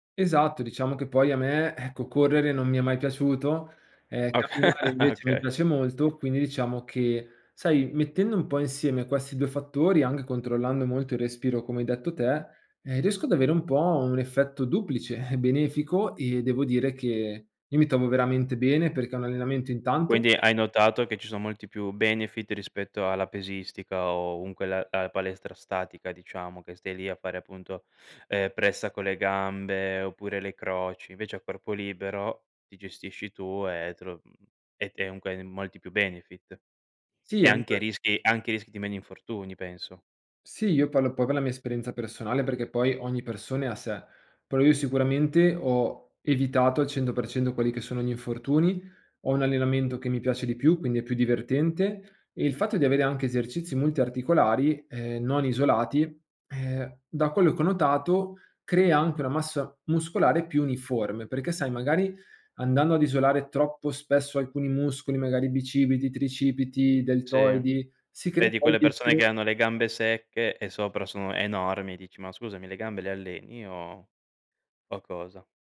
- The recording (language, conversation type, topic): Italian, podcast, Come creare una routine di recupero che funzioni davvero?
- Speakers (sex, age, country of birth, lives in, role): male, 25-29, Italy, Italy, guest; male, 25-29, Italy, Italy, host
- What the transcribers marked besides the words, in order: laughing while speaking: "Oka okay"; other background noise; "anche" said as "anghe"; chuckle; in English: "benefit"; "comunque" said as "umunque"; "comunque" said as "unque"; in English: "benefit"